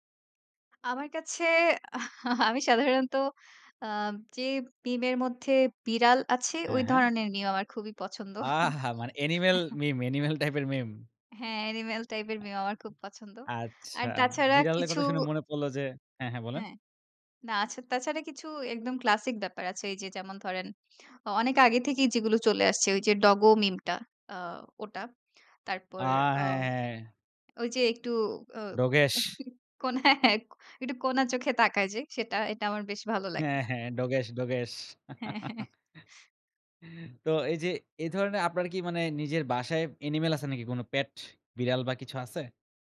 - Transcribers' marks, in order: chuckle; chuckle; scoff; laughing while speaking: "অ কোনা হ্যাঁ, একটু কোনা … বেশ ভালো লাগে"; chuckle
- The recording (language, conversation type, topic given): Bengali, podcast, মিমগুলো কীভাবে রাজনীতি ও মানুষের মানসিকতা বদলে দেয় বলে তুমি মনে করো?